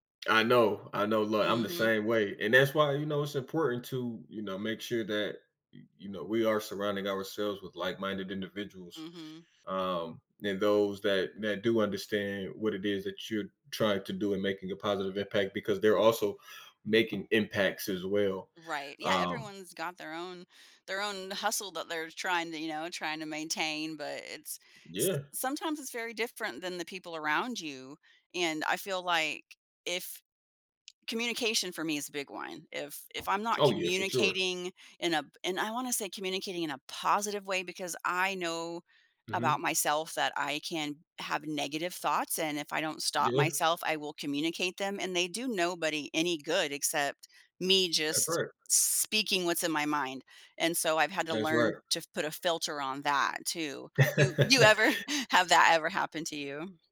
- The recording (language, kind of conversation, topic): English, unstructured, How do small actions lead to meaningful change in your life or community?
- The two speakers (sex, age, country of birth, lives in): female, 45-49, United States, United States; male, 30-34, United States, United States
- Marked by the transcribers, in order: tapping; other background noise; laugh; laughing while speaking: "ever"